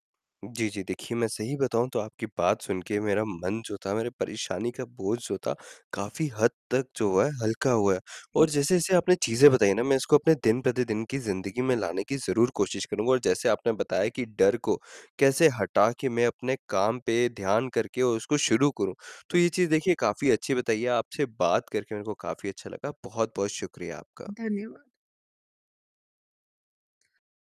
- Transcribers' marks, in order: static; tapping; distorted speech
- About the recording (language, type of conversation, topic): Hindi, advice, मैं विफलता के डर के बावजूद प्रयास कैसे जारी रखूँ?